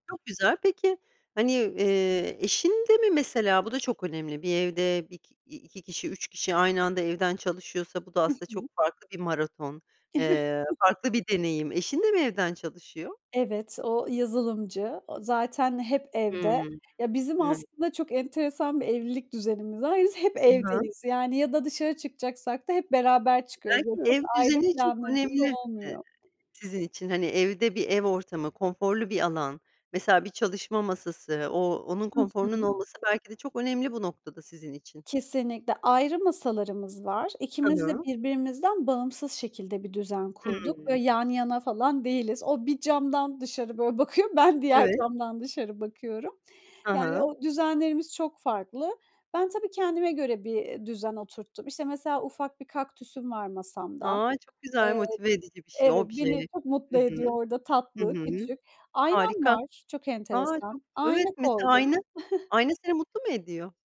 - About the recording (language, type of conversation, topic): Turkish, podcast, Evden çalışırken verimli olmak için neler yapıyorsun?
- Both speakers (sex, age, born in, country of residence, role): female, 30-34, Turkey, Estonia, guest; female, 45-49, Turkey, United States, host
- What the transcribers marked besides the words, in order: other background noise; laughing while speaking: "Evet"; unintelligible speech; chuckle